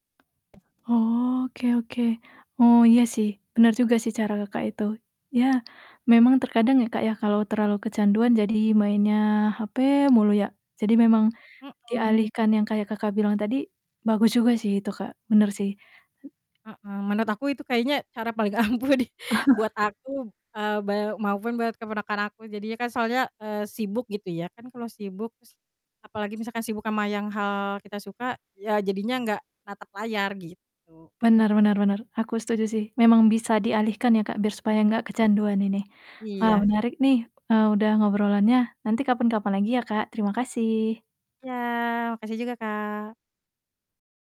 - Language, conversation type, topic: Indonesian, podcast, Bagaimana kamu mengatur waktu layar agar tidak kecanduan?
- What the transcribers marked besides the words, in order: other background noise; laughing while speaking: "ampuh di"; chuckle; tapping